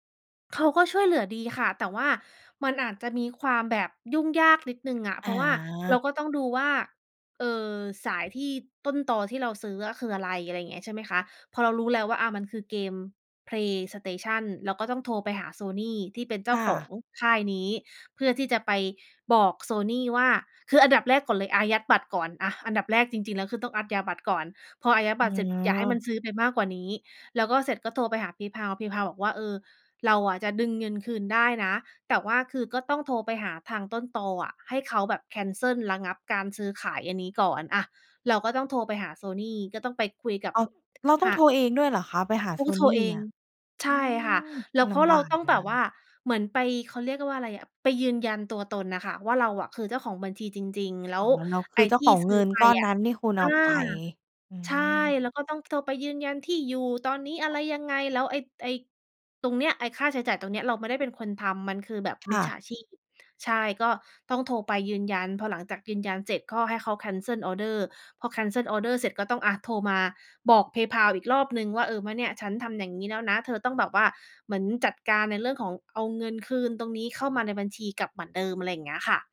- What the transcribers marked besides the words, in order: "อายัด" said as "อั๊ดยา"
- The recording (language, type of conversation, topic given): Thai, podcast, บอกวิธีป้องกันมิจฉาชีพออนไลน์ที่ควรรู้หน่อย?
- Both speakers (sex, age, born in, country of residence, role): female, 30-34, Thailand, Thailand, host; female, 35-39, Thailand, United States, guest